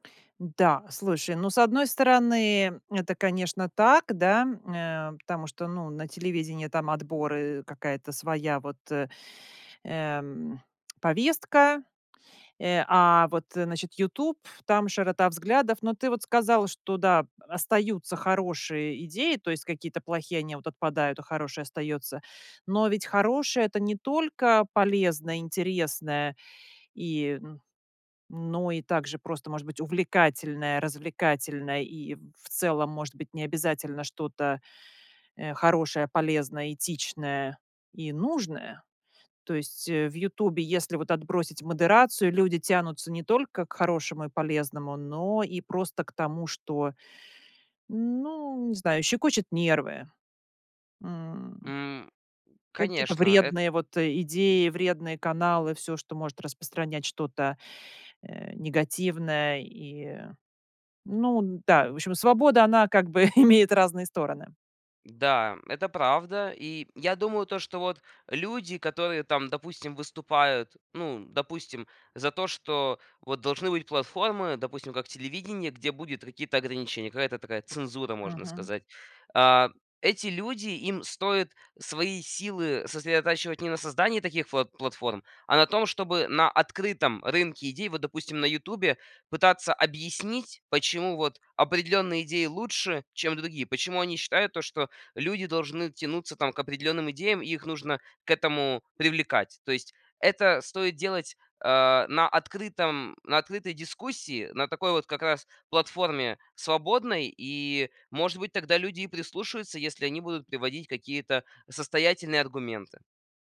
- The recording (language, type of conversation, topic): Russian, podcast, Как YouTube изменил наше восприятие медиа?
- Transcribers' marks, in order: tsk; tapping; chuckle